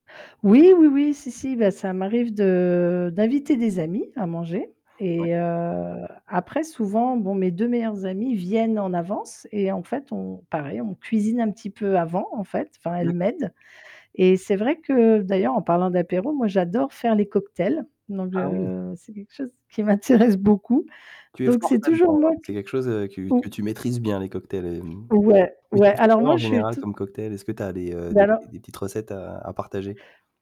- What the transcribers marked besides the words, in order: drawn out: "de"; static; drawn out: "heu"; distorted speech; stressed: "viennent"; other background noise; laughing while speaking: "m'intéresse"
- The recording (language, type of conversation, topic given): French, podcast, Qu’est-ce qui fait, selon toi, un bon repas convivial ?